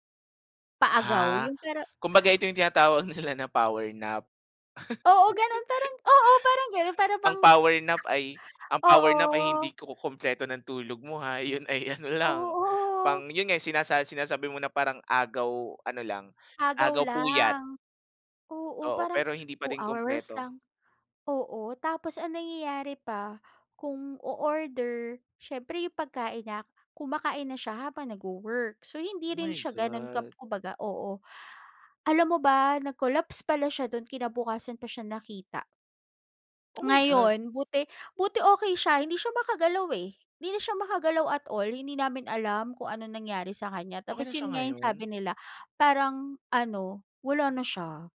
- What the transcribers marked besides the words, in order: laughing while speaking: "nila"; tapping; chuckle; other background noise; laughing while speaking: "yun ay ano lang"; tongue click
- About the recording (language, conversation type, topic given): Filipino, podcast, Ano ang ginagawa mo para hindi makaramdam ng pagkakasala kapag nagpapahinga?